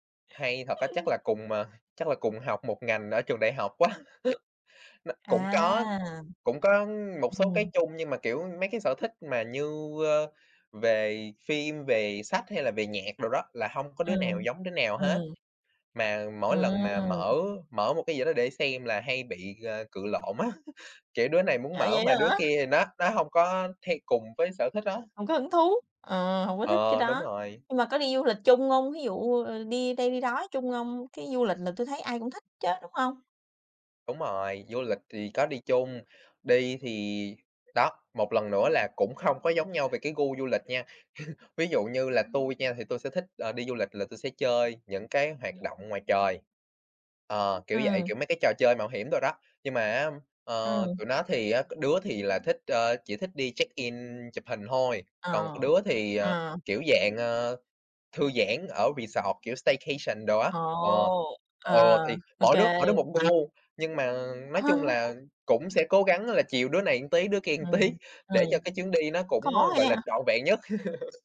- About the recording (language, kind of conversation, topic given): Vietnamese, unstructured, Bạn cảm thấy thế nào khi chia sẻ sở thích của mình với bạn bè?
- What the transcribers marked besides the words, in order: other noise; background speech; laughing while speaking: "quá"; chuckle; tapping; other background noise; chuckle; chuckle; in English: "check in"; in English: "staycation"; chuckle; laugh